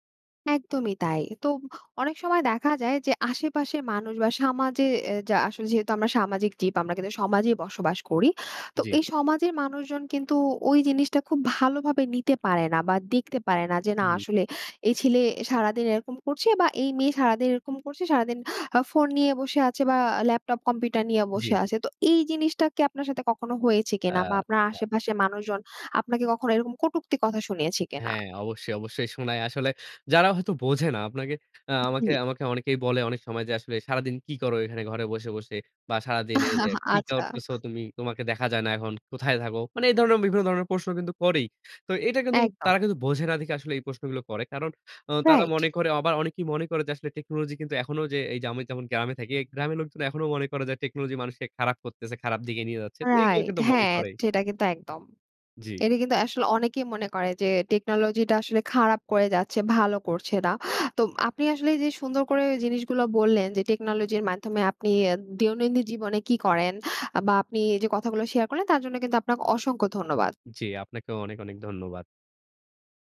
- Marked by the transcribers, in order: "সমাজে" said as "সামাজে"; tapping; laugh; "আবার" said as "অবা"; "সেটা" said as "ঠেটা"; "দৈনন্দিন" said as "দিয়োনন্দিন"; "আপনাকে" said as "আপনাক"
- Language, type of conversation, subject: Bengali, podcast, প্রযুক্তি কীভাবে তোমার শেখার ধরন বদলে দিয়েছে?